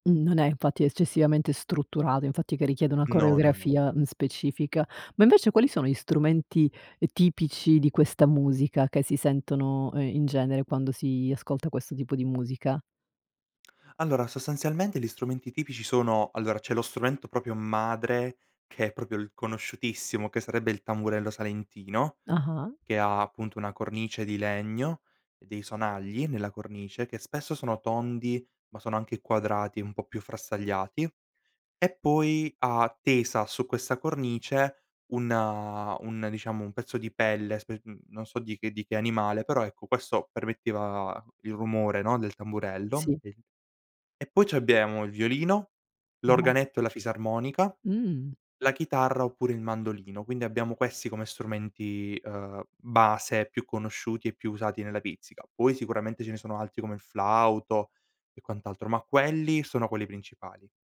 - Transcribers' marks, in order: "sostanzialmente" said as "sostazialmente"; background speech; "c'abbiamo" said as "abbiemo"; unintelligible speech
- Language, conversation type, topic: Italian, podcast, Quali tradizioni musicali della tua regione ti hanno segnato?